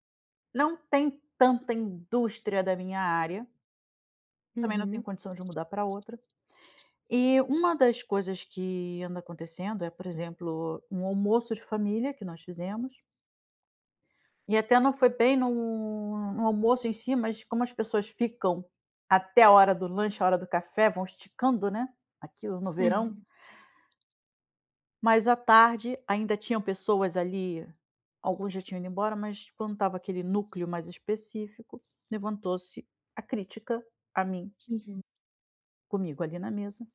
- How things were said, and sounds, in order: other background noise
- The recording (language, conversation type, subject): Portuguese, advice, Como lidar com as críticas da minha família às minhas decisões de vida em eventos familiares?